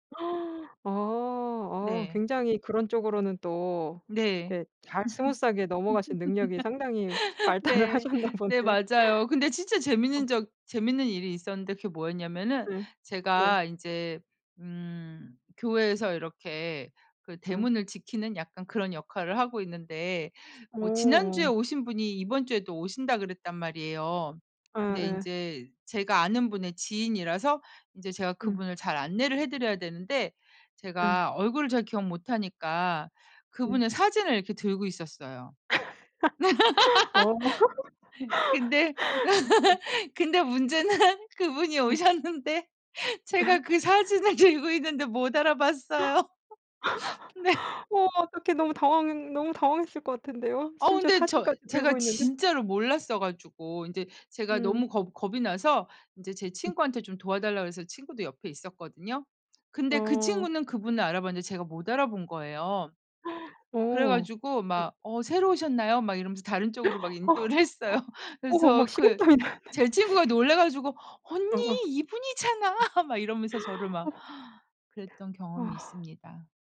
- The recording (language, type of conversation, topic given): Korean, podcast, 처음 만난 사람과 자연스럽게 친해지려면 어떻게 해야 하나요?
- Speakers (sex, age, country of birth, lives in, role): female, 35-39, South Korea, France, host; female, 50-54, South Korea, Italy, guest
- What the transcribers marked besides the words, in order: gasp; other background noise; laugh; laughing while speaking: "발달을 하셨나 보네요"; laugh; laughing while speaking: "문제는"; laughing while speaking: "오셨는데 제가 그 사진을 들고 있는데 못 알아봤어요. 네"; laugh; gasp; laugh; gasp; gasp; laughing while speaking: "했어요"; laughing while speaking: "나네요"; laugh; put-on voice: "언니, 이분이잖아"; laughing while speaking: "이분이잖아"; gasp